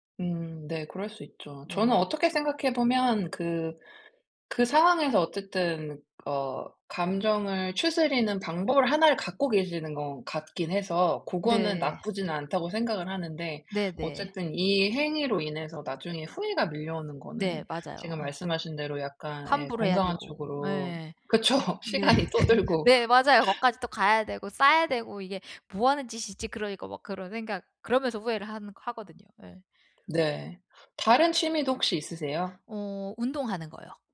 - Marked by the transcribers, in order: laughing while speaking: "네"; laugh; laughing while speaking: "그쵸. 시간이 또 들고"; laugh
- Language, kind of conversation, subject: Korean, advice, 감정적 위로를 위해 충동적으로 소비하는 습관을 어떻게 멈출 수 있을까요?